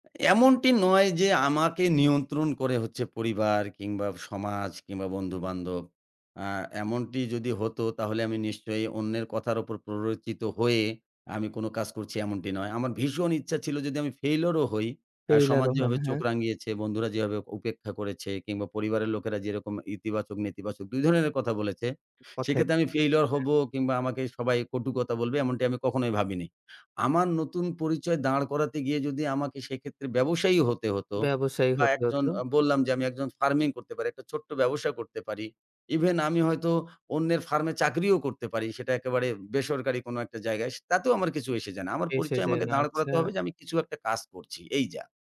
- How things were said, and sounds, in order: tapping
- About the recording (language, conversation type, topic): Bengali, podcast, আপনি কীভাবে পরিবার ও বন্ধুদের সামনে নতুন পরিচয় তুলে ধরেছেন?